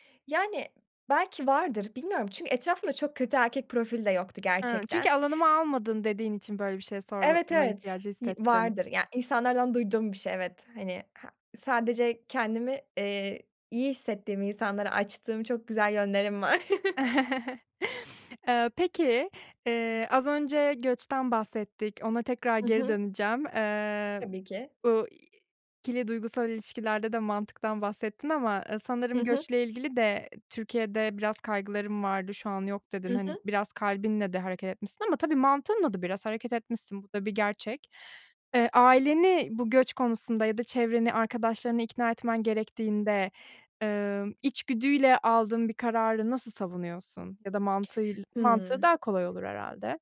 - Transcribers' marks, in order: other background noise; chuckle; sniff; chuckle
- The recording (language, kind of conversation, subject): Turkish, podcast, Bir karar verirken içgüdüne mi yoksa mantığına mı daha çok güvenirsin?